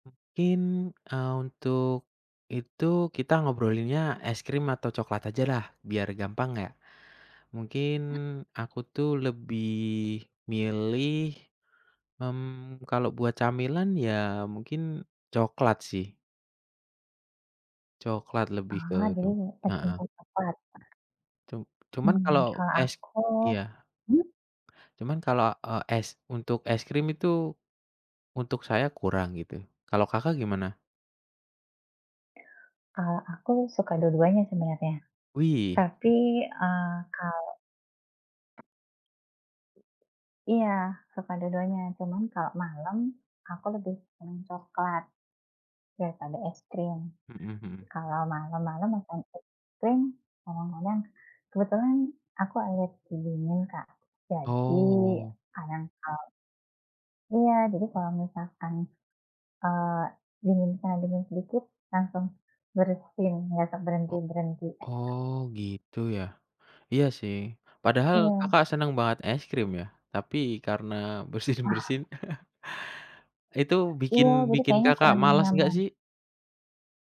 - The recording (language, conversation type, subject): Indonesian, unstructured, Antara es krim dan cokelat, mana yang lebih sering kamu pilih sebagai camilan?
- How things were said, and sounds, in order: unintelligible speech; other background noise; laughing while speaking: "bersin-bersin"; tapping; chuckle